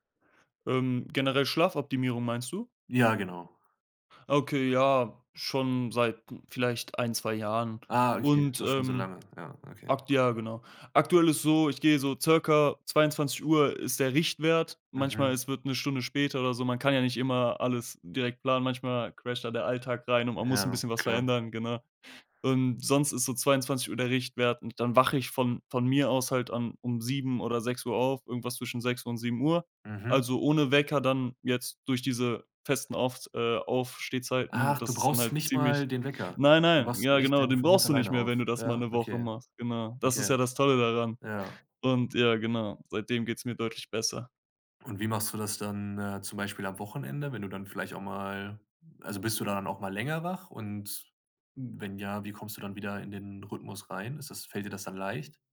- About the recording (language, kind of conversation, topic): German, podcast, Wie findest du eine Routine für besseren Schlaf?
- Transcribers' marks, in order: none